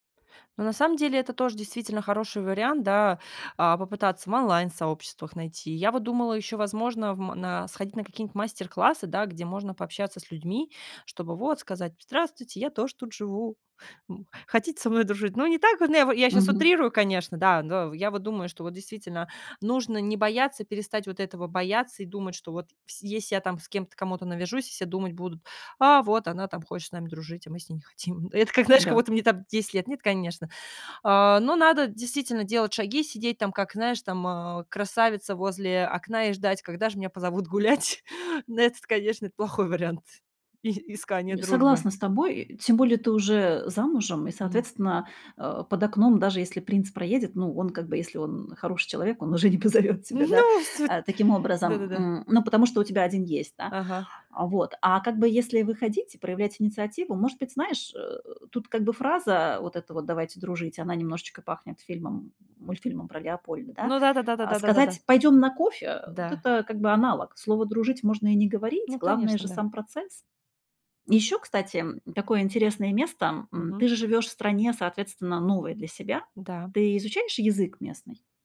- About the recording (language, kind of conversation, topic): Russian, advice, Какие трудности возникают при попытках завести друзей в чужой культуре?
- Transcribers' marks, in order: laughing while speaking: "хотим"; laughing while speaking: "знаешь, как будто"; chuckle; other background noise; laughing while speaking: "уже не позовёт тебя, да"